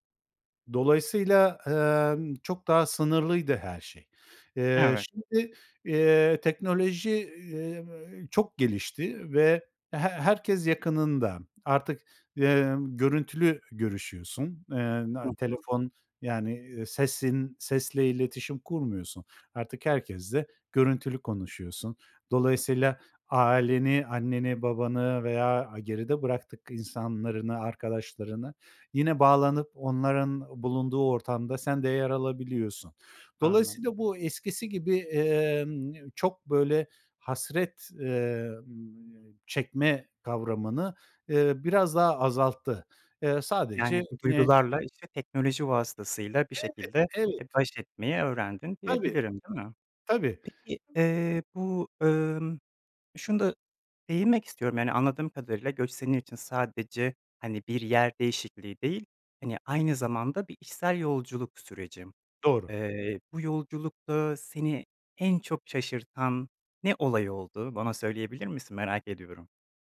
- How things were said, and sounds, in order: other background noise; tapping
- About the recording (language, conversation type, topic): Turkish, podcast, Göç deneyimi yaşadıysan, bu süreç seni nasıl değiştirdi?